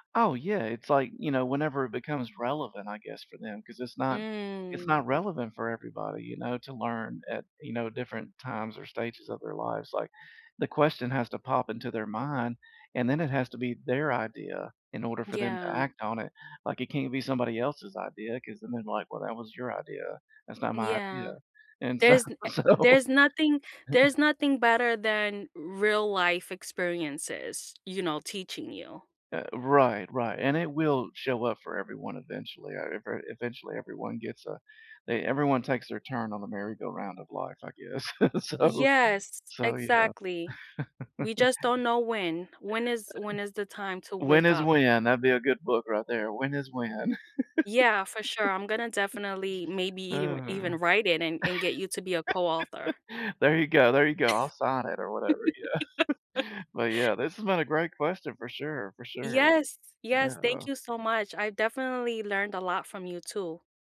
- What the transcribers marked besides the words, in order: drawn out: "Mm"; laughing while speaking: "s so"; chuckle; other background noise; laugh; laughing while speaking: "so"; chuckle; giggle; laugh; laugh; laughing while speaking: "yeah"
- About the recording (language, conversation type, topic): English, unstructured, What is the best way to learn something new?